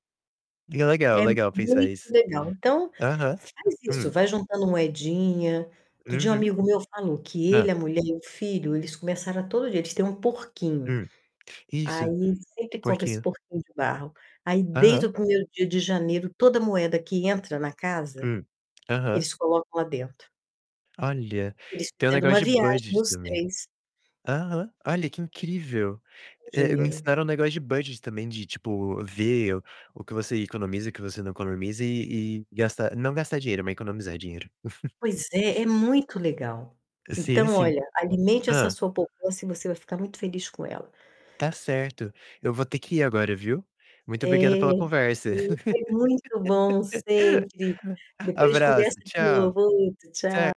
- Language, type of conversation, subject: Portuguese, unstructured, Como você se sente ao ver sua poupança crescer?
- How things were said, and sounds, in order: distorted speech; tapping; in English: "budget"; in English: "budget"; chuckle; other background noise; static; laugh